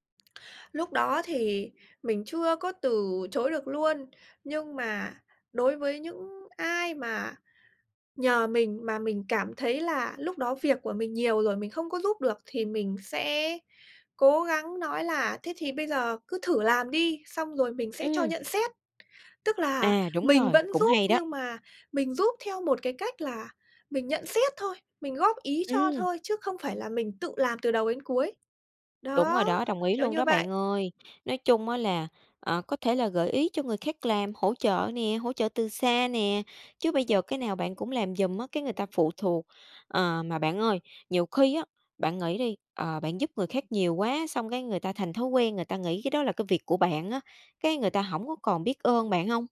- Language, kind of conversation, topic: Vietnamese, podcast, Làm thế nào để tránh bị kiệt sức khi giúp đỡ quá nhiều?
- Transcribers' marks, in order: tapping